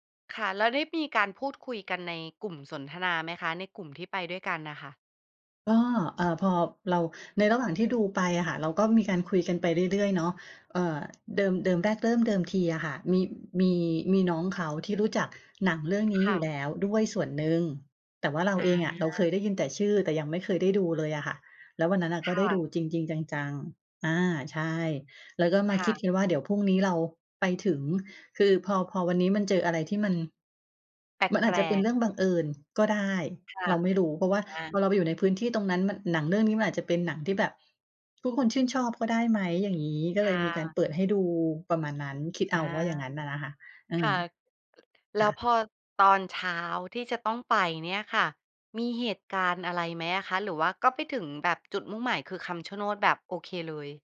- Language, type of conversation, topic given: Thai, podcast, มีสถานที่ไหนที่มีความหมายทางจิตวิญญาณสำหรับคุณไหม?
- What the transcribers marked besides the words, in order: none